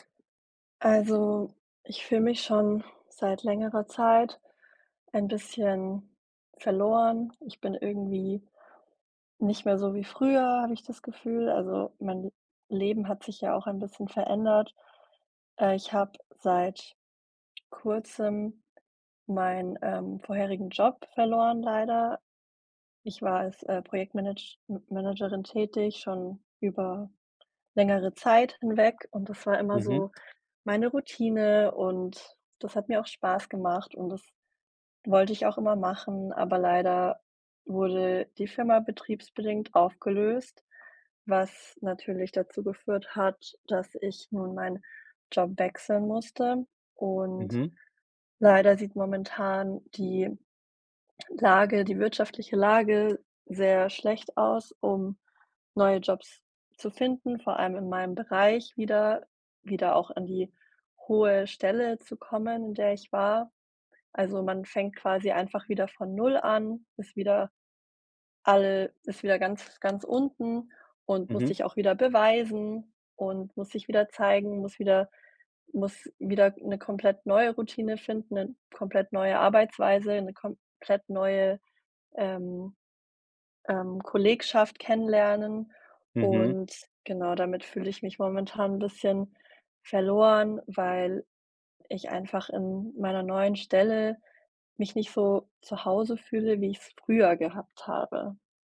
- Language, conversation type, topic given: German, advice, Wie kann ich damit umgehen, dass ich mich nach einem Jobwechsel oder nach der Geburt eines Kindes selbst verloren fühle?
- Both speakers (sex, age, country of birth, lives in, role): female, 30-34, Germany, Germany, user; male, 45-49, Germany, Germany, advisor
- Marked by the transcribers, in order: other background noise